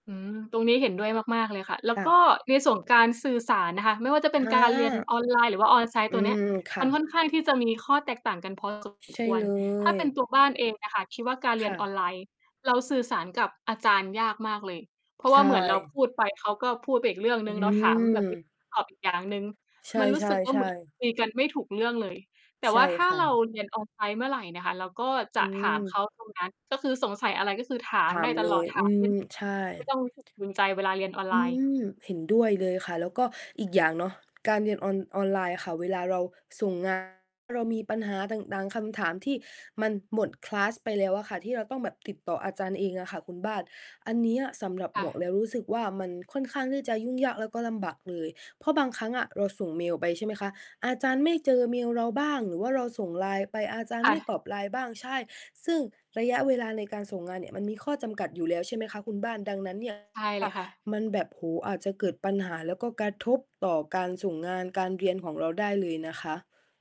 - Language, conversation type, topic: Thai, unstructured, การเรียนออนไลน์กับการไปเรียนที่โรงเรียนแตกต่างกันอย่างไร?
- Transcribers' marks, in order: distorted speech; unintelligible speech; in English: "คลาส"